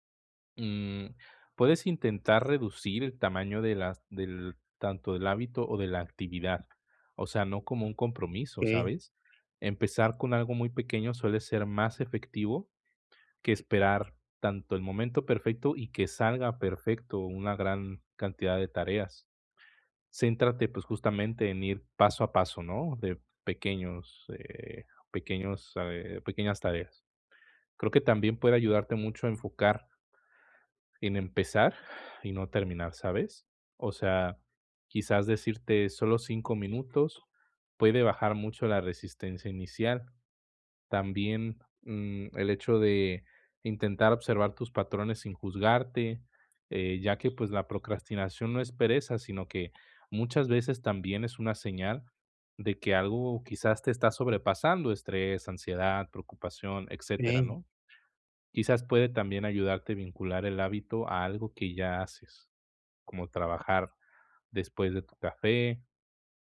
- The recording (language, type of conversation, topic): Spanish, advice, ¿Cómo puedo dejar de procrastinar y crear mejores hábitos?
- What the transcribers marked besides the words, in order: tapping